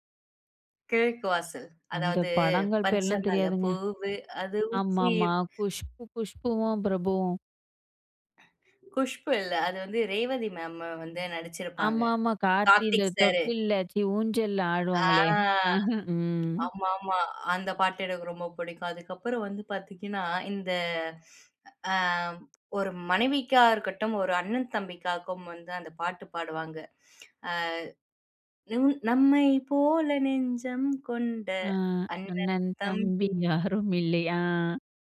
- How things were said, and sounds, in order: singing: "பச்ச மல பூவு அது உச்சி"; tapping; joyful: "ஆ"; chuckle; drawn out: "ம்"; drawn out: "ஆ"; other noise; singing: "நம்மை போல நெஞ்சம் கொண்ட அண்ணன் தம்பி"; laughing while speaking: "யாரும்மில்லை"; drawn out: "ஆ"
- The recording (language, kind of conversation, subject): Tamil, podcast, உங்கள் இசை ரசனை சமீபத்தில் எப்படிப் மாற்றமடைந்துள்ளது?